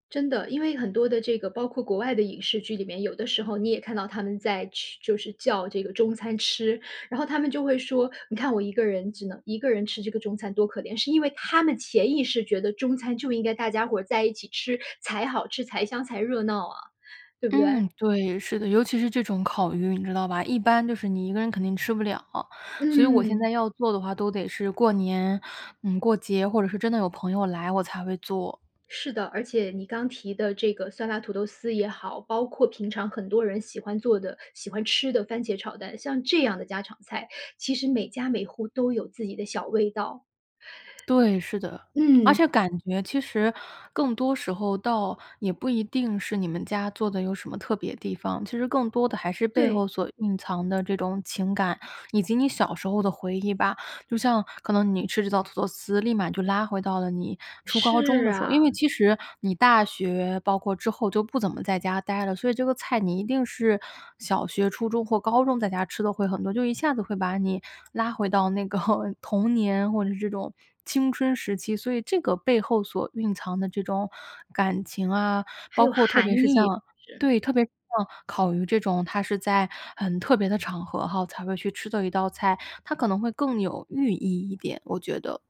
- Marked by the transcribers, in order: tapping; laughing while speaking: "个"
- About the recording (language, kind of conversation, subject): Chinese, podcast, 家里传下来的拿手菜是什么？